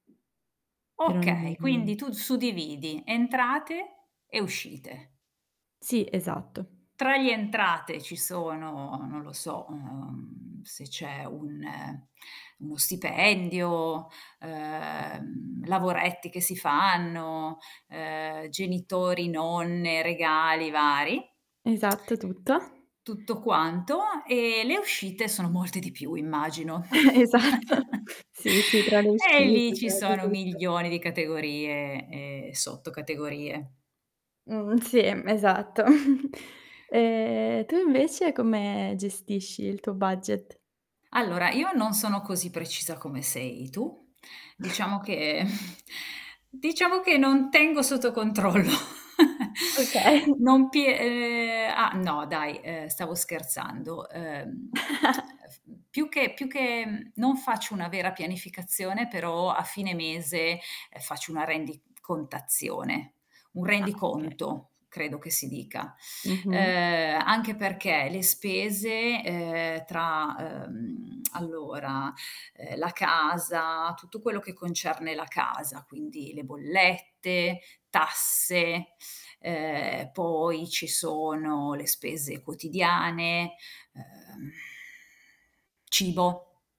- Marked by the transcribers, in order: tapping; static; stressed: "molte di più"; chuckle; distorted speech; laughing while speaking: "Esatto"; chuckle; chuckle; drawn out: "E"; chuckle; laughing while speaking: "controllo"; laughing while speaking: "Okay"; chuckle; chuckle; tongue click; other background noise; lip smack; exhale
- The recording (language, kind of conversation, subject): Italian, unstructured, Come gestisci il tuo budget mensile?